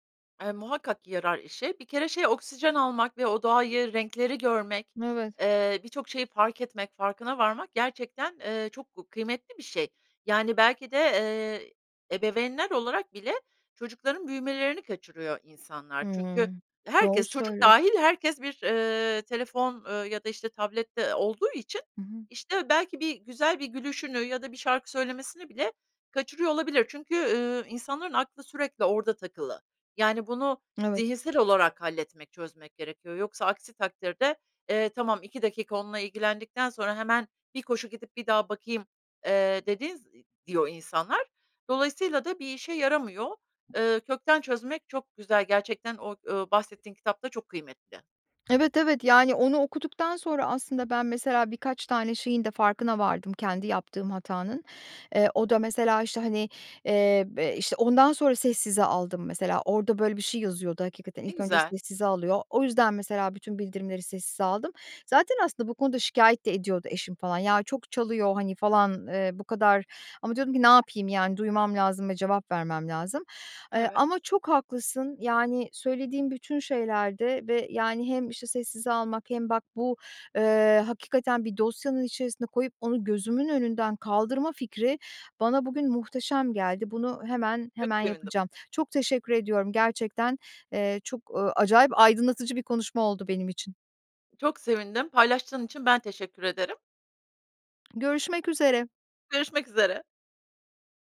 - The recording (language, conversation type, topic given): Turkish, advice, Telefon ve sosyal medya sürekli dikkat dağıtıyor
- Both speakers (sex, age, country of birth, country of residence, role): female, 50-54, Italy, United States, advisor; female, 55-59, Turkey, Poland, user
- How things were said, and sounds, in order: other background noise; tapping